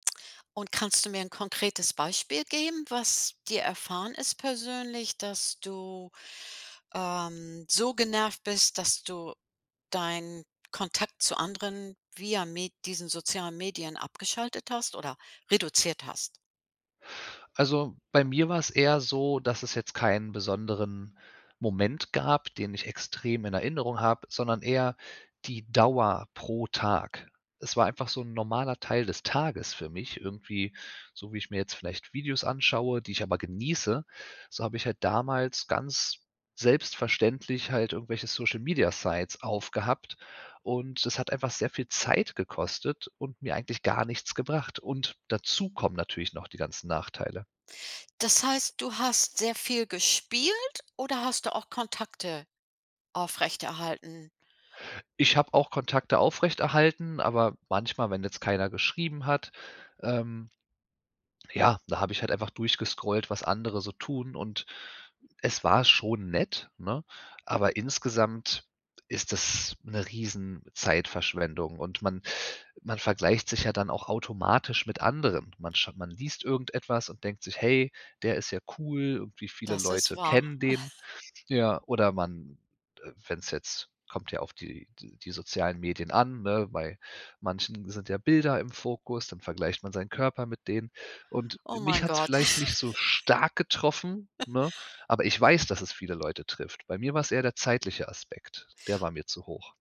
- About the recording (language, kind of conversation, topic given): German, podcast, Was nervt dich am meisten an sozialen Medien?
- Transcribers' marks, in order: in English: "Social Media Sites"; chuckle; stressed: "stark"; giggle; chuckle